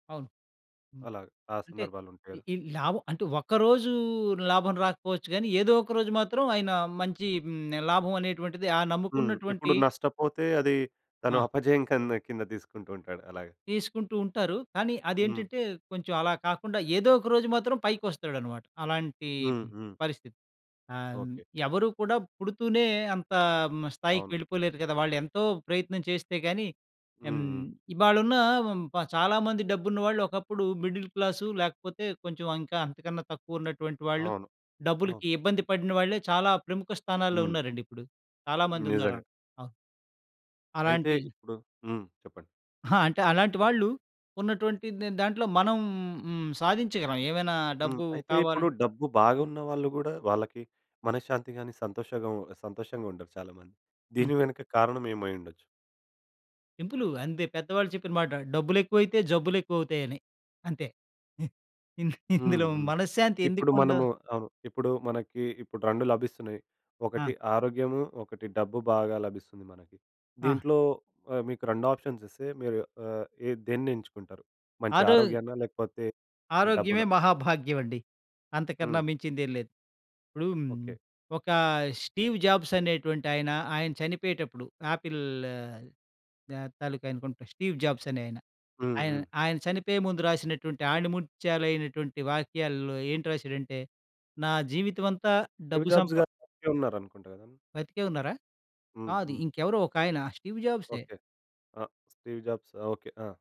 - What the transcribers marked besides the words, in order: in English: "మిడిల్"; tapping; giggle; in English: "ఆప్షన్స్"
- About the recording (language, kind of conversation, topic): Telugu, podcast, డబ్బు పెరగడమే విజయమా లేదా?